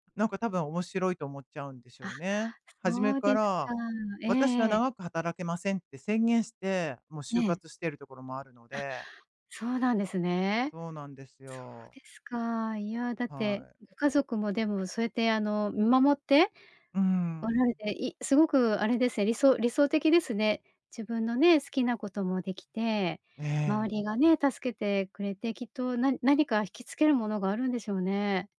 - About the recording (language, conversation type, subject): Japanese, advice, 起業することを家族にどう説明すればよいですか？
- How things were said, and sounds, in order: tapping; other noise; other background noise